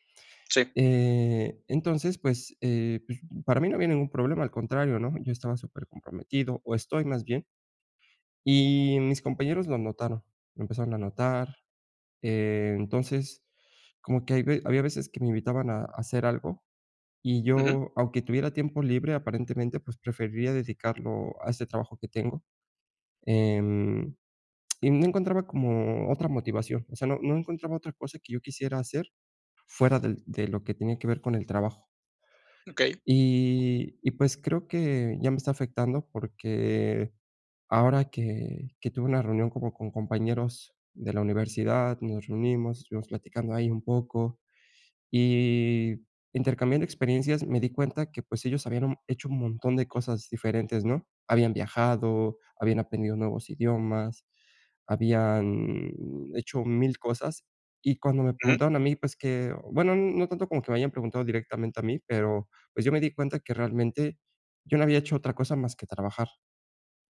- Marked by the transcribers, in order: none
- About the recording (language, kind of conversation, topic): Spanish, advice, ¿Cómo puedo encontrar un propósito fuera de mi trabajo?
- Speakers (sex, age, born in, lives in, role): male, 30-34, Mexico, France, user; male, 30-34, Mexico, Mexico, advisor